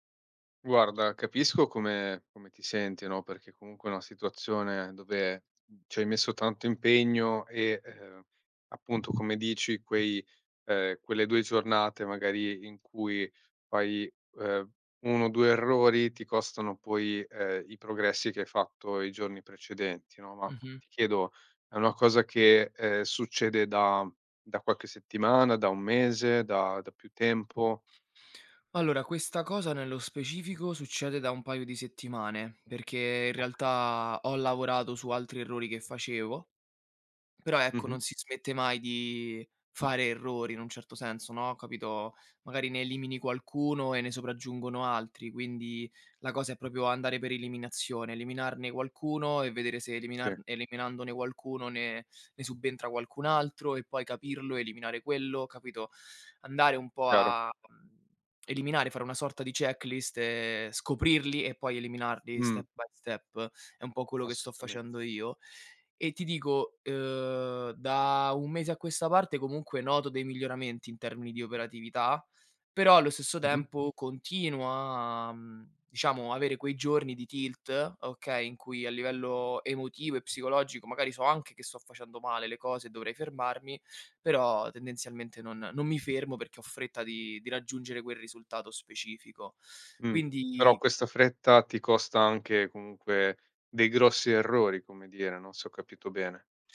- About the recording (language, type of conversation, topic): Italian, advice, Come posso gestire i progressi lenti e la perdita di fiducia nei risultati?
- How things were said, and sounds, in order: other background noise; tapping; in English: "checklist"; in English: "step by step"; in English: "tilt"